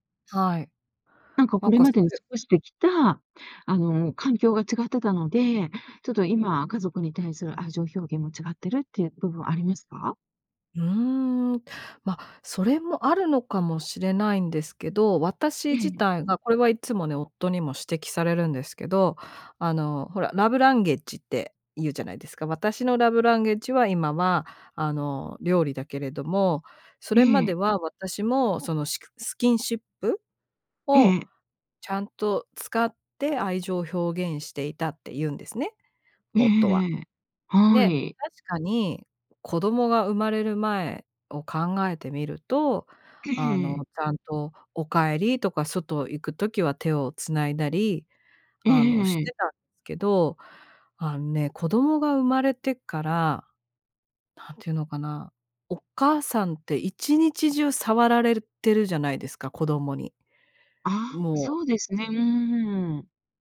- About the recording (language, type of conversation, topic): Japanese, podcast, 愛情表現の違いが摩擦になることはありましたか？
- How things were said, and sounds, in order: other background noise; throat clearing